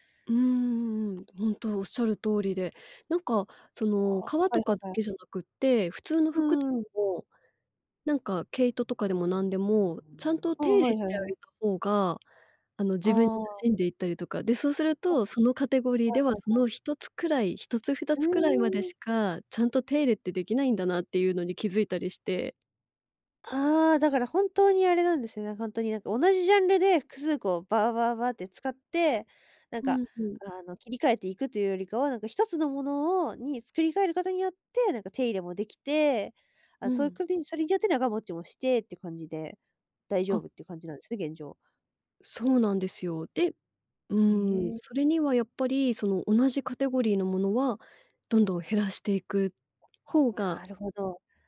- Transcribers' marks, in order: tapping; other street noise; other background noise
- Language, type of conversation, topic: Japanese, podcast, 物を減らすとき、どんな基準で手放すかを決めていますか？